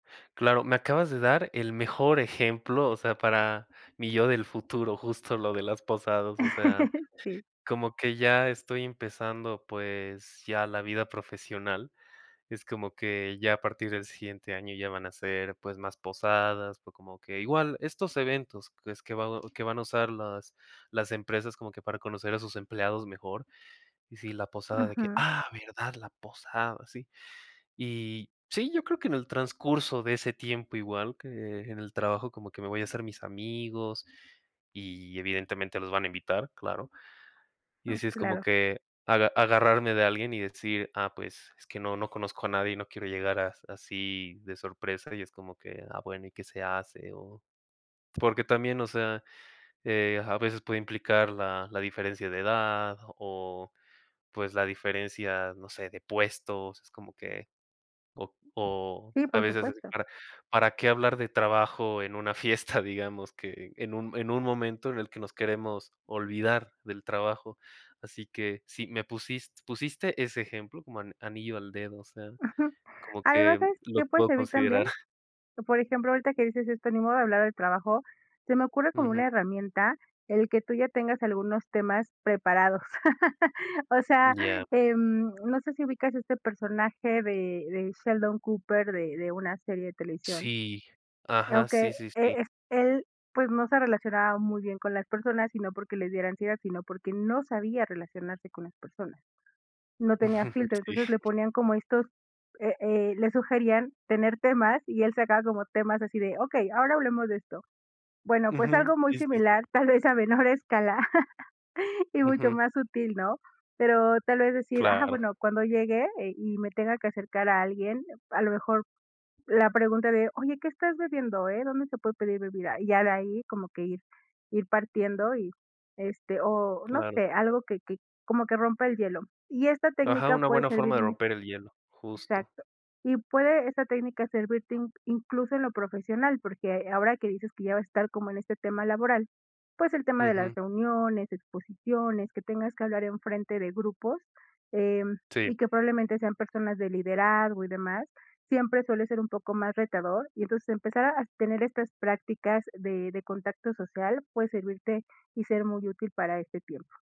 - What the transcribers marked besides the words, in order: tapping; chuckle; giggle; giggle; laugh; giggle; giggle
- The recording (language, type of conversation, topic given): Spanish, advice, ¿Cómo puedo sentirme más cómodo en reuniones sociales y fiestas?